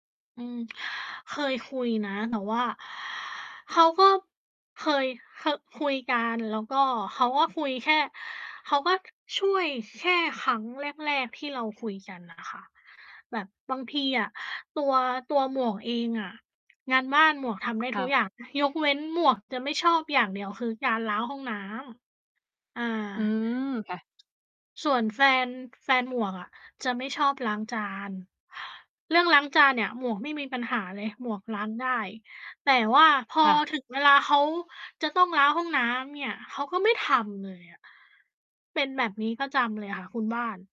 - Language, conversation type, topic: Thai, unstructured, คุณรู้สึกอย่างไรเมื่อคนในบ้านไม่ช่วยทำงานบ้าน?
- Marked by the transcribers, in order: none